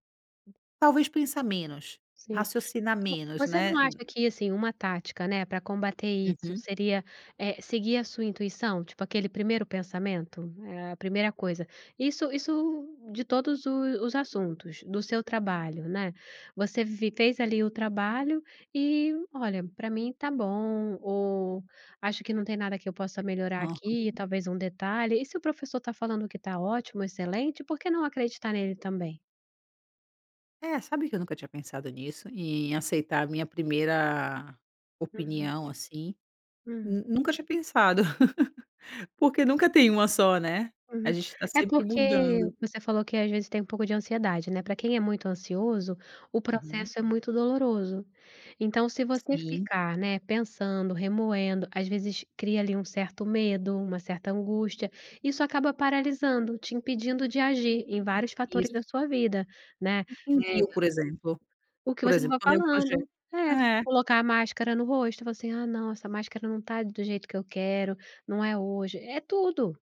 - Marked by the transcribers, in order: laugh
- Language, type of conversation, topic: Portuguese, advice, Como posso lidar com o perfeccionismo que me impede de terminar projetos criativos?